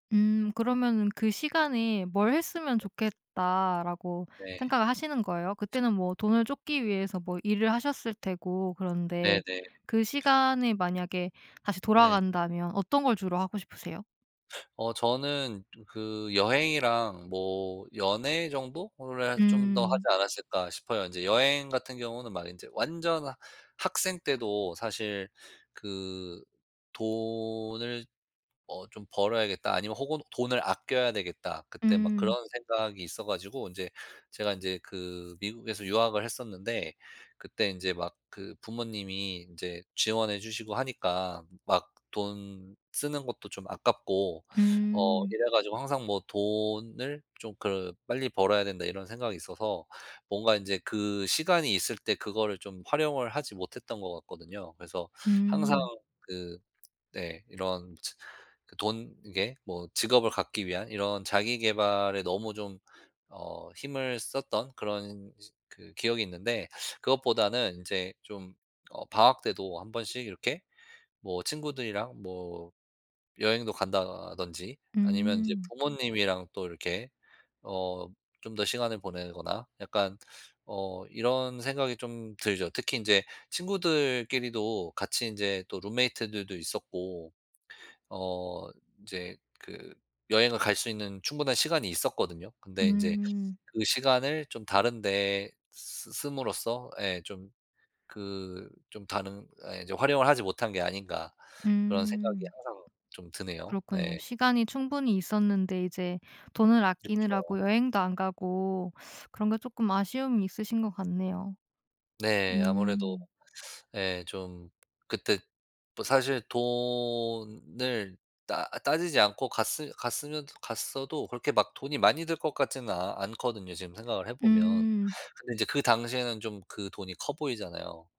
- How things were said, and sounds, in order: other background noise; tapping
- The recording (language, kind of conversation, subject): Korean, podcast, 돈과 시간 중 무엇을 더 소중히 여겨?